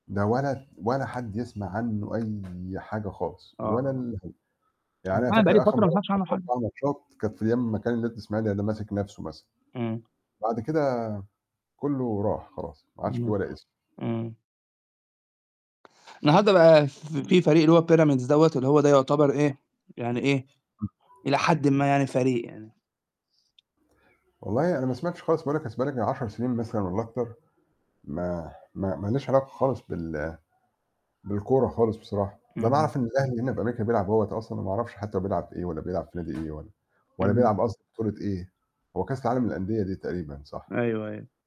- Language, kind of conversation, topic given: Arabic, unstructured, إزاي الرياضة ممكن تحسّن مزاجك العام؟
- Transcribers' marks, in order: other background noise; distorted speech; in English: "Pyramids"; tapping